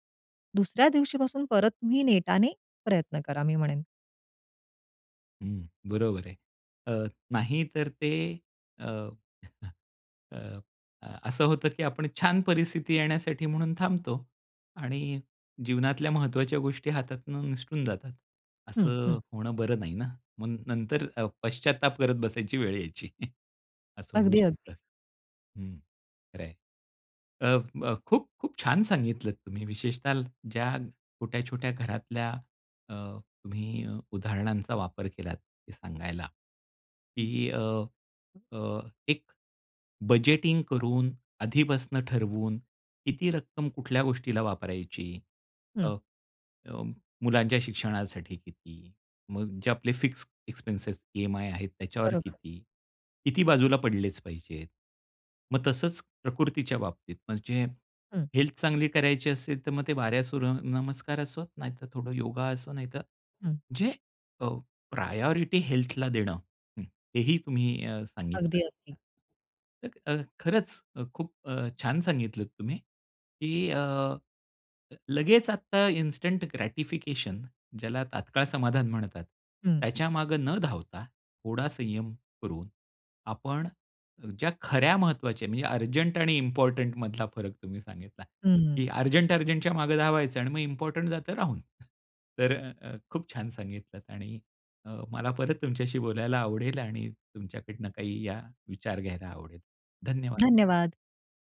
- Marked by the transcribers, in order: unintelligible speech; chuckle; in English: "फिक्स एक्सपेन्सेस, ईएमआय"; "बारा" said as "वाऱ्या"; in English: "प्रायोरिटी"; in English: "इन्स्टंट ग्रॅटिफिकेशन"; in English: "इम्पोर्टंट"; in English: "इम्पोर्टंट"; other background noise
- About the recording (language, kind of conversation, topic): Marathi, podcast, तात्काळ समाधान आणि दीर्घकालीन वाढ यांचा तोल कसा सांभाळतोस?